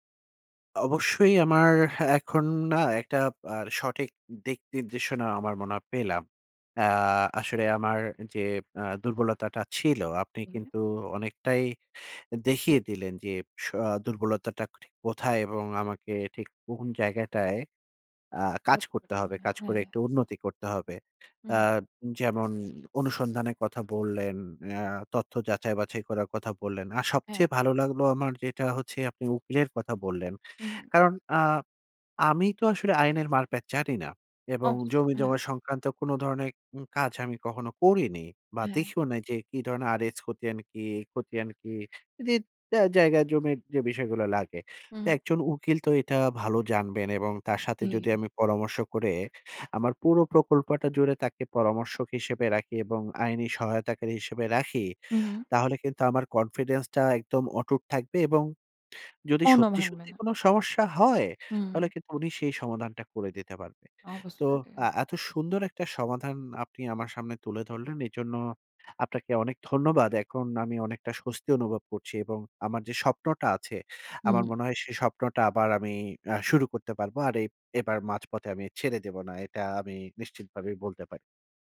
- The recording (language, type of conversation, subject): Bengali, advice, আপনি কেন প্রায়ই কোনো প্রকল্প শুরু করে মাঝপথে থেমে যান?
- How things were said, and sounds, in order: "হয়" said as "হ"; unintelligible speech; other background noise; "জি" said as "ধি"; in English: "confidence"; anticipating: "যদি সত্যি, সত্যি কোনো সমস্যা … করে দিতে পারবে"; anticipating: "শুরু করতে পারবো। আর এব এবার মাঝপথে আমি ছেড়ে দেব না"